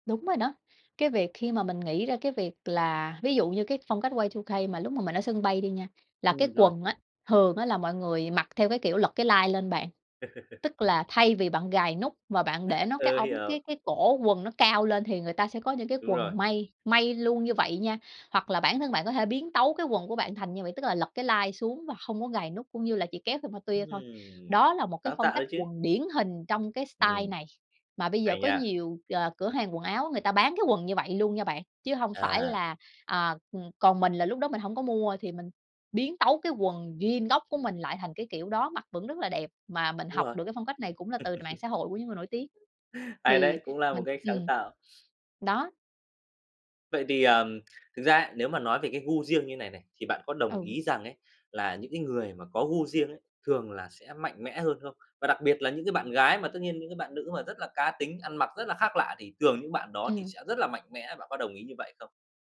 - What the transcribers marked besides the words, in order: in English: "Y-Two-K"; laugh; in English: "style"; laugh; tapping
- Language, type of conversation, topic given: Vietnamese, podcast, Bạn xử lý ra sao khi bị phán xét vì phong cách khác lạ?